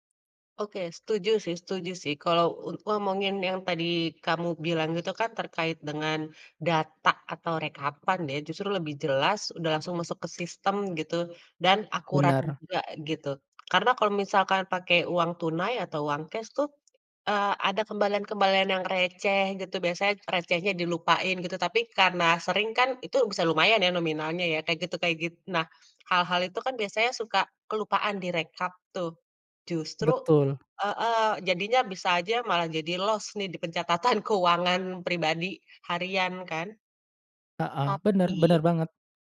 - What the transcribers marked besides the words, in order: laughing while speaking: "pencatatan"
- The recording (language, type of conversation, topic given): Indonesian, podcast, Bagaimana menurutmu keuangan pribadi berubah dengan hadirnya mata uang digital?